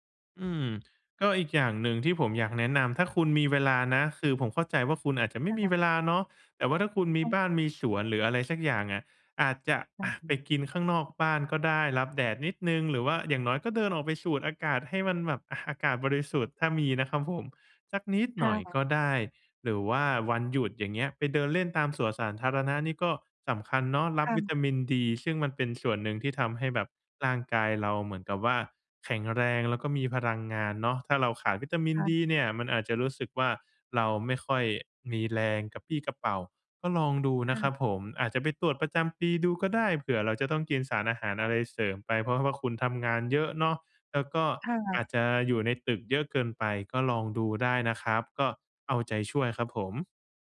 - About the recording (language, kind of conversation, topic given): Thai, advice, จะทำอย่างไรให้ตื่นเช้าทุกวันอย่างสดชื่นและไม่ง่วง?
- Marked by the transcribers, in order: unintelligible speech